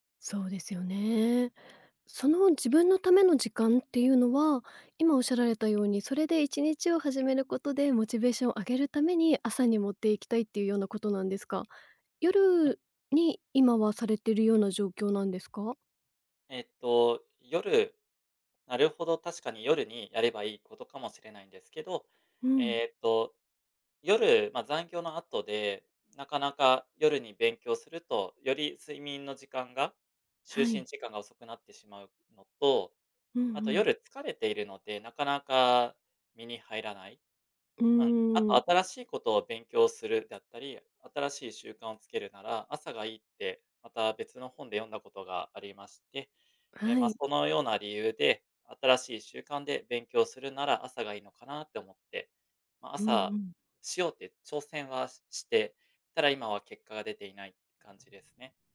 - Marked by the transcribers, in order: none
- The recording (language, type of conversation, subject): Japanese, advice, 朝起きられず、早起きを続けられないのはなぜですか？